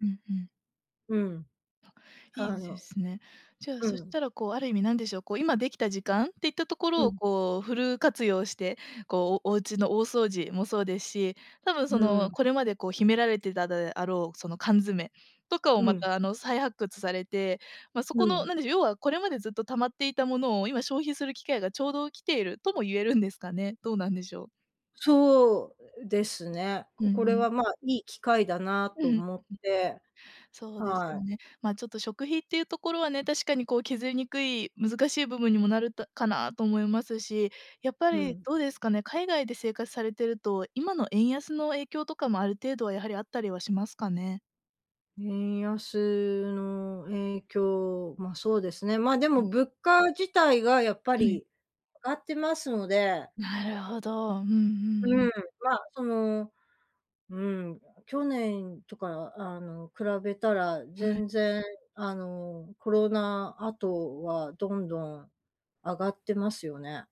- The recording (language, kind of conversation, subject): Japanese, advice, 失業によって収入と生活が一変し、不安が強いのですが、どうすればよいですか？
- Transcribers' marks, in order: other background noise; other noise